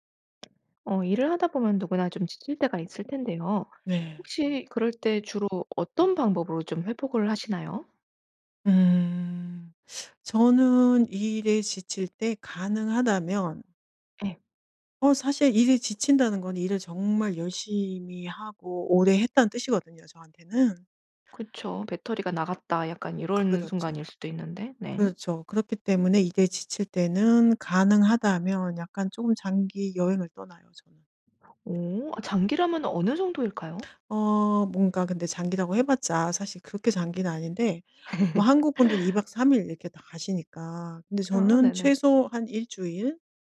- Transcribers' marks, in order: other background noise; laugh
- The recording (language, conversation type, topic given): Korean, podcast, 일에 지칠 때 주로 무엇으로 회복하나요?